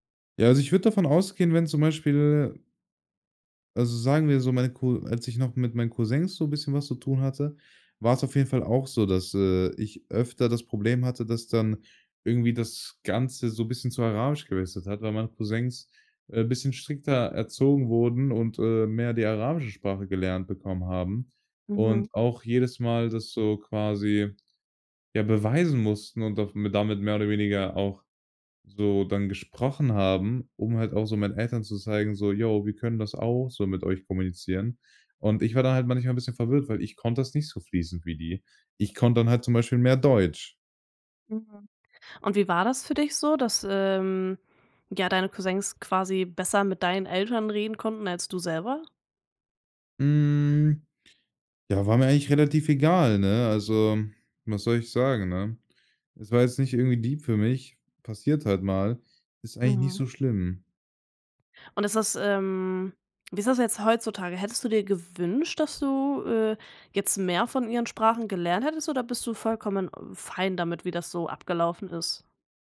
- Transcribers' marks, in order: drawn out: "Hm"
- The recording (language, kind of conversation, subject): German, podcast, Wie gehst du mit dem Sprachwechsel in deiner Familie um?